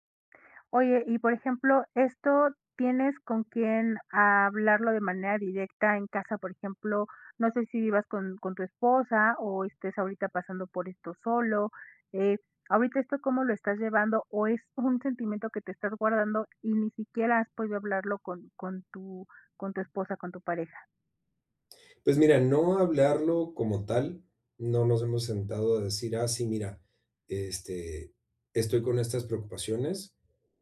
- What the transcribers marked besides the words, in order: none
- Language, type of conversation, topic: Spanish, advice, ¿Cómo puedo pedir apoyo emocional sin sentirme débil?